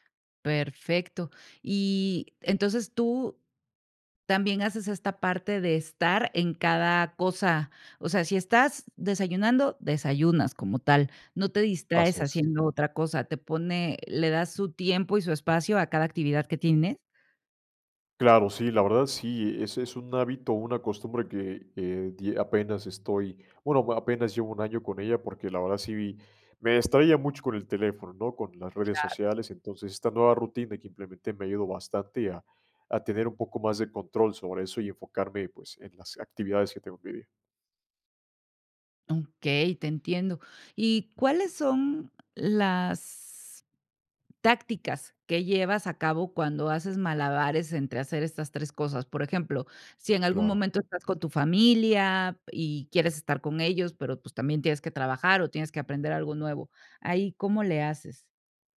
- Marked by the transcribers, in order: tapping; other background noise
- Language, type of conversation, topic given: Spanish, podcast, ¿Cómo combinas el trabajo, la familia y el aprendizaje personal?